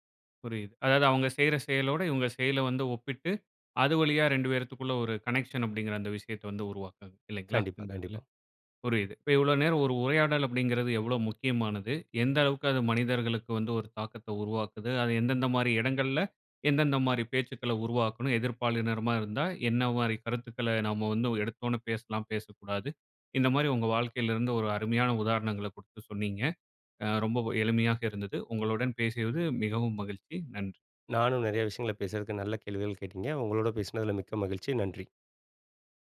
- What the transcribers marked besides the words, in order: in English: "கனெக்ஷன்"
- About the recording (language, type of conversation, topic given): Tamil, podcast, சின்ன உரையாடலை எப்படித் தொடங்குவீர்கள்?